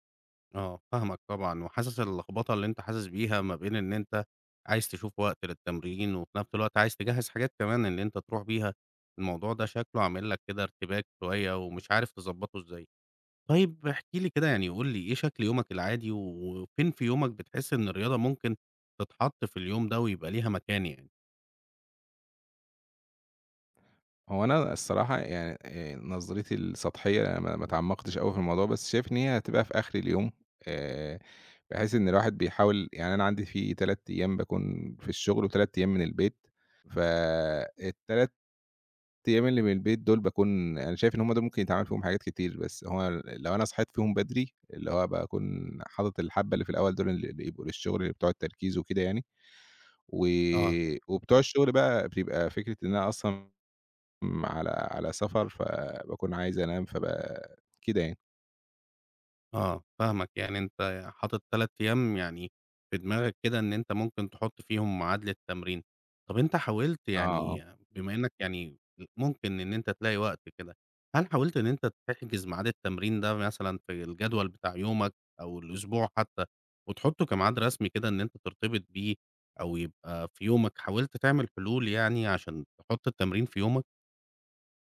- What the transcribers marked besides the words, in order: other noise
- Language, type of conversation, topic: Arabic, advice, إزاي أوازن بين الشغل وألاقي وقت للتمارين؟